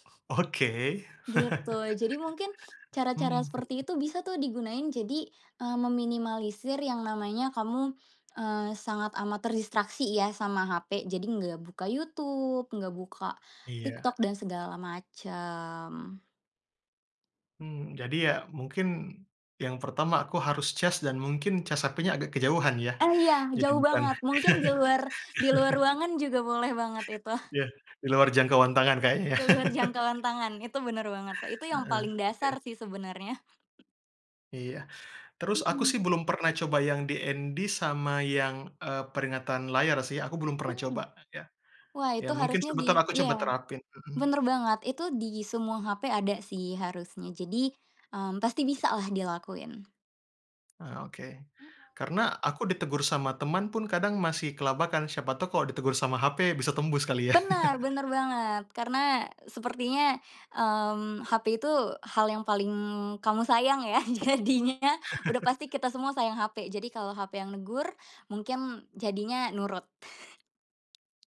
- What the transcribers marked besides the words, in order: chuckle; chuckle; chuckle; other background noise; in English: "DND"; tapping; chuckle; chuckle
- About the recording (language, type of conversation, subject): Indonesian, advice, Mengapa saya sering menunda pekerjaan penting sampai tenggat waktunya sudah dekat?